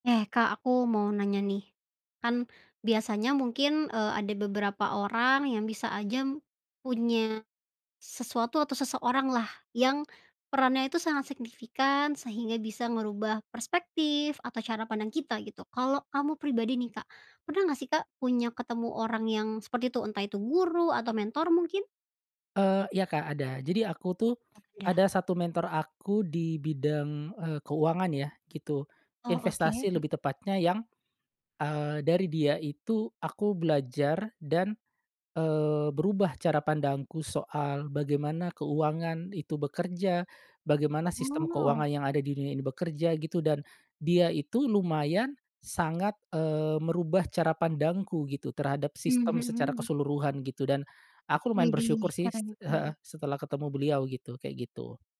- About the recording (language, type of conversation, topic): Indonesian, podcast, Ceritakan pengalamanmu bertemu guru atau mentor yang mengubah cara pandangmu?
- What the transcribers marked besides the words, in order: none